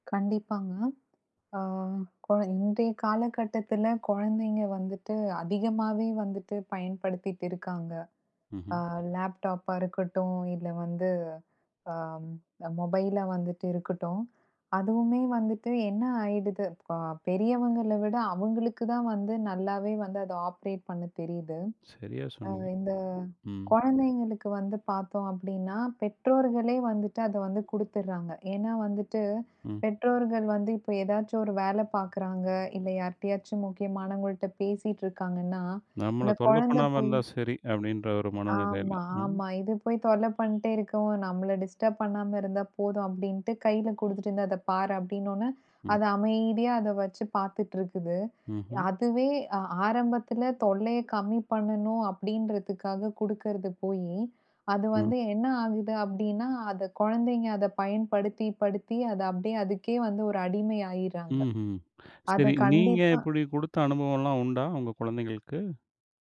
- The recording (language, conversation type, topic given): Tamil, podcast, குழந்தைகளின் திரை நேரத்தை எப்படி கட்டுப்படுத்த வேண்டும் என்று நீங்கள் என்ன ஆலோசனை சொல்வீர்கள்?
- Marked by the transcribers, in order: in English: "ஆப்பரேட்"; other noise; in English: "டிஸ்டர்ப்"